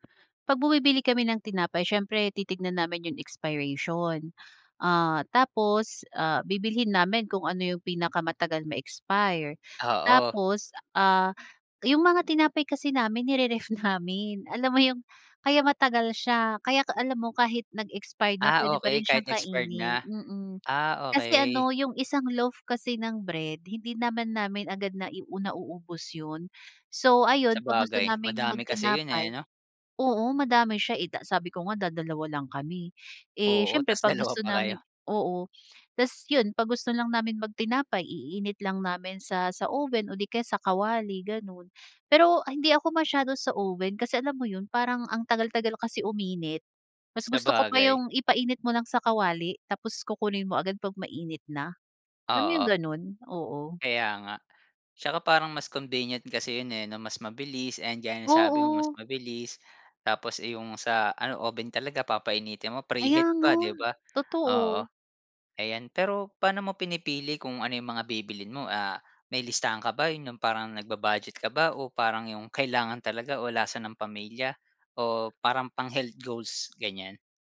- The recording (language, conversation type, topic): Filipino, podcast, Ano-anong masusustansiyang pagkain ang madalas mong nakaimbak sa bahay?
- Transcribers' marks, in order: laughing while speaking: "dalawa"